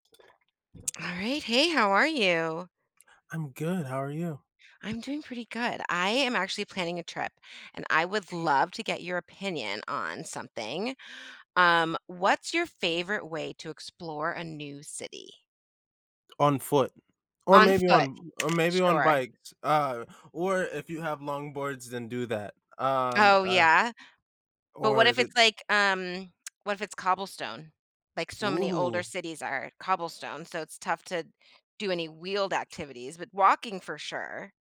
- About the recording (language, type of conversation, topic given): English, unstructured, How do you like to discover new places when visiting a city?
- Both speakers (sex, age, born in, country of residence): female, 35-39, United States, United States; male, 30-34, United States, United States
- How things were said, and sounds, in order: other background noise; tsk